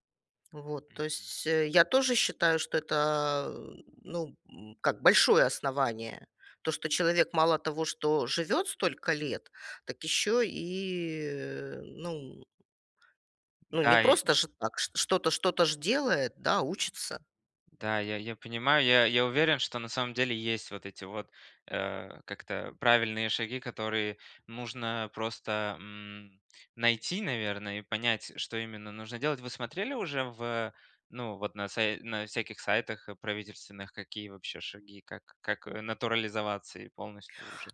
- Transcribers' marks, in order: other background noise
- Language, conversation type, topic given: Russian, advice, С чего начать, чтобы разобраться с местными бюрократическими процедурами при переезде, и какие документы для этого нужны?